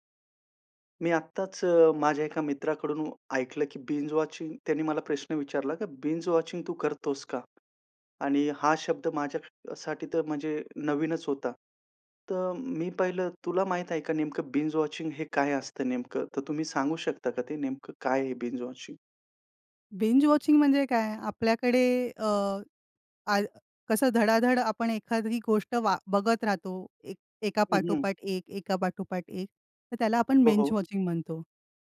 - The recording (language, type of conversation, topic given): Marathi, podcast, तुम्ही सलग अनेक भाग पाहता का, आणि त्यामागचे कारण काय आहे?
- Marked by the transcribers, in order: in English: "बिंज वॉचिंग"; in English: "बिंज वॉचिंग"; in English: "बिंज वॉचिंग"; in English: "बिंज वॉचिंग?"; in English: "बिंज वॉचिंग"; other noise; in English: "बिंज वॉचिंग"